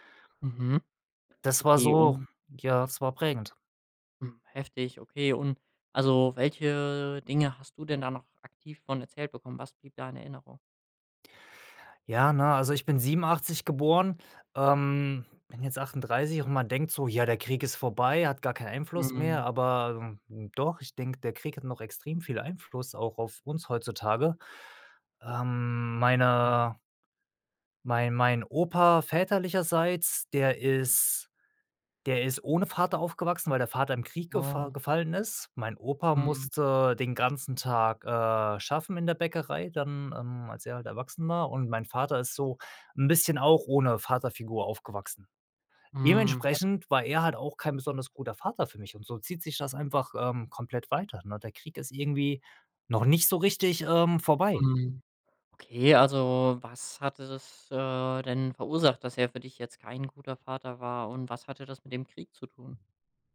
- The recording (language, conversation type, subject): German, podcast, Welche Geschichten über Krieg, Flucht oder Migration kennst du aus deiner Familie?
- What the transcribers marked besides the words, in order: drawn out: "meine"; other background noise